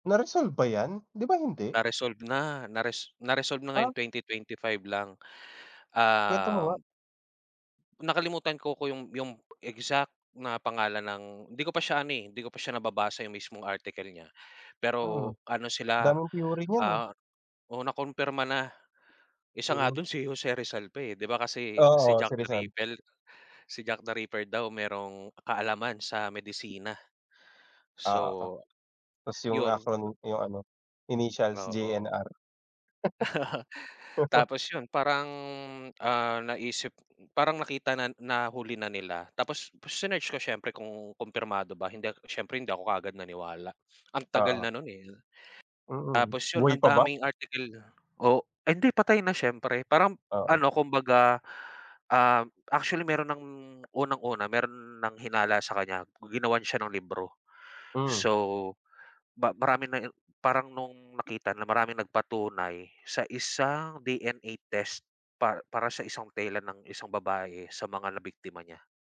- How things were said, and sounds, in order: in English: "theory"; other background noise; laugh
- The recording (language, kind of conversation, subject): Filipino, unstructured, Anong palabas ang palagi mong inaabangan na mapanood?